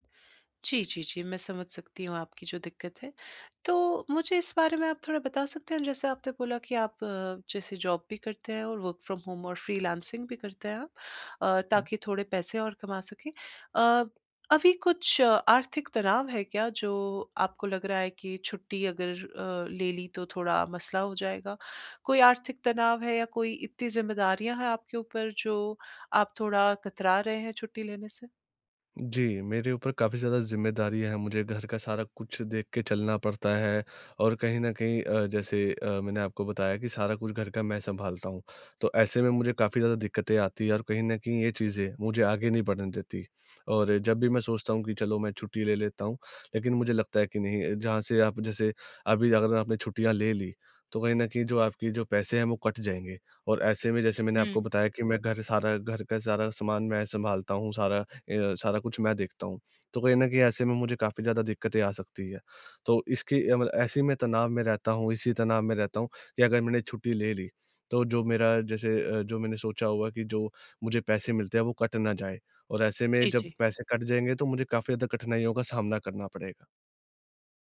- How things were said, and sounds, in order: in English: "जॉब"; in English: "वर्क़ फ्रॉम होम"; tapping
- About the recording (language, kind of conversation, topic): Hindi, advice, मैं छुट्टियों में यात्रा की योजना बनाते समय तनाव कैसे कम करूँ?